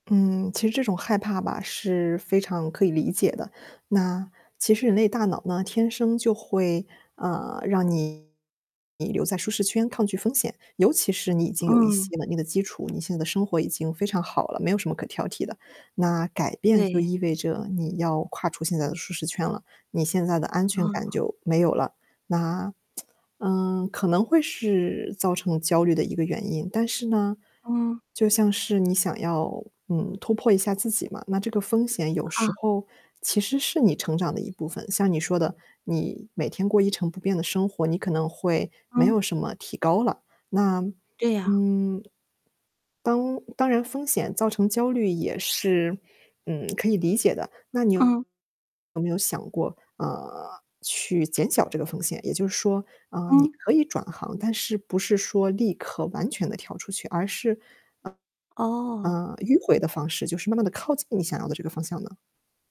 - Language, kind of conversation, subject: Chinese, advice, 我想转行去追寻自己的热情，但又害怕冒险和失败，该怎么办？
- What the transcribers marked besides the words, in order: distorted speech; tapping; other background noise; tsk